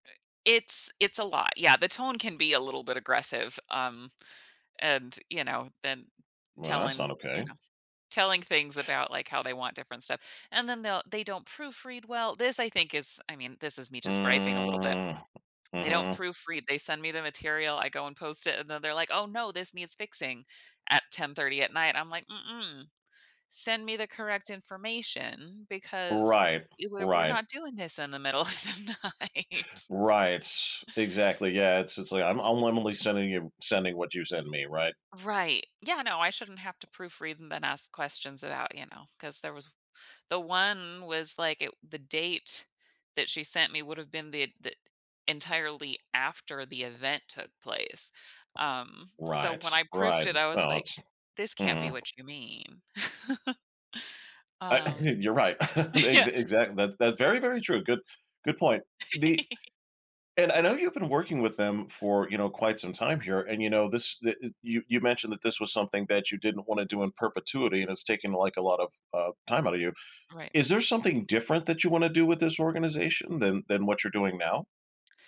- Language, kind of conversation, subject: English, advice, How can I get my hard work recognized when I feel unappreciated at work?
- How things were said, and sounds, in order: other background noise; drawn out: "Mm"; laughing while speaking: "middle of the night"; tapping; chuckle; laugh; laughing while speaking: "yeah"; giggle